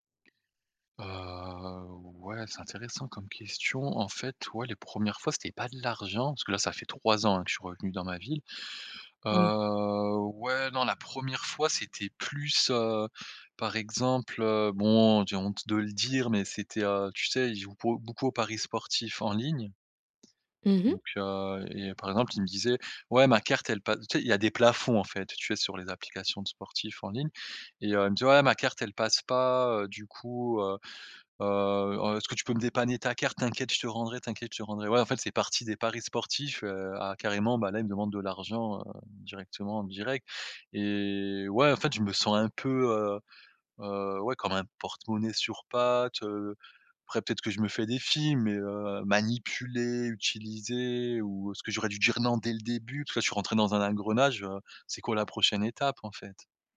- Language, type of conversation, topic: French, advice, Comment puis-je poser des limites personnelles saines avec un ami qui m'épuise souvent ?
- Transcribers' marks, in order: tapping; drawn out: "Heu"; drawn out: "heu"; drawn out: "et"